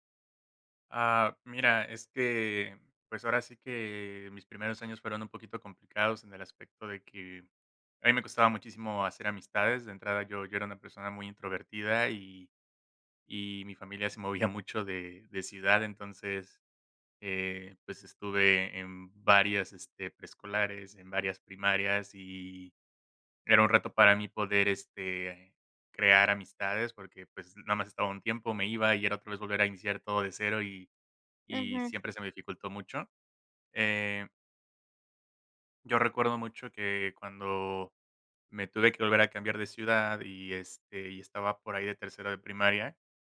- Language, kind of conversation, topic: Spanish, podcast, ¿Qué profesor influyó más en ti y por qué?
- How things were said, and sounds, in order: laughing while speaking: "mucho"